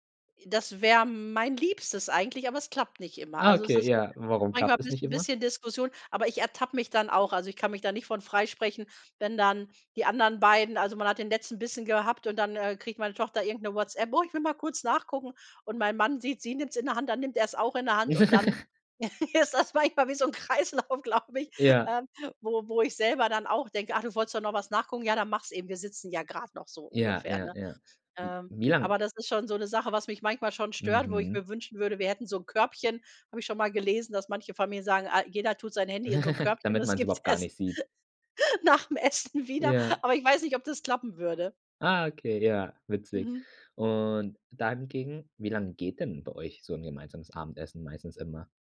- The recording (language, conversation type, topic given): German, podcast, Wie organisiert ihr unter der Woche das gemeinsame Abendessen?
- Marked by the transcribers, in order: unintelligible speech; put-on voice: "Oh, ich will mal kurz nachgucken"; giggle; chuckle; laughing while speaking: "ist das manchmal wie so 'n Kreislauf, glaube ich"; giggle; laughing while speaking: "es gibt erst nach dem Essen wieder"; drawn out: "Und"